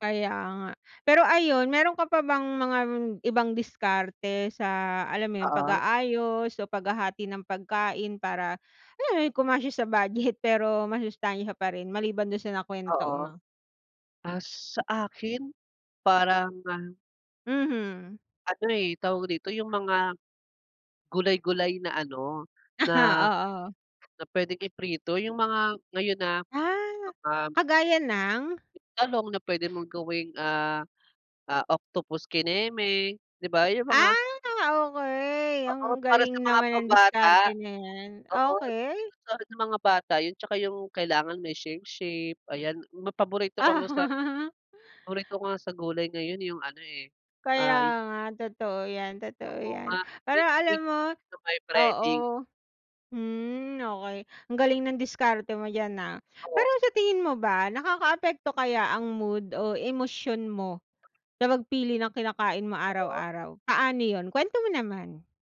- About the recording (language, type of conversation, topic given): Filipino, unstructured, Paano mo pinipili ang mga pagkaing kinakain mo araw-araw?
- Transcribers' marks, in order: laughing while speaking: "Ah"; laugh